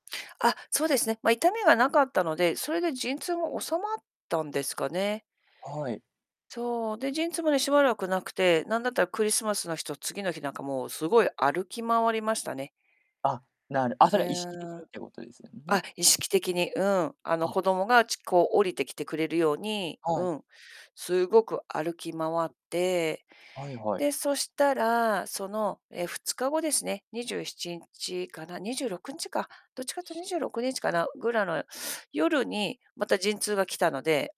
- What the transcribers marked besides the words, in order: other background noise
- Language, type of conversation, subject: Japanese, podcast, お子さんが生まれたときのことを覚えていますか？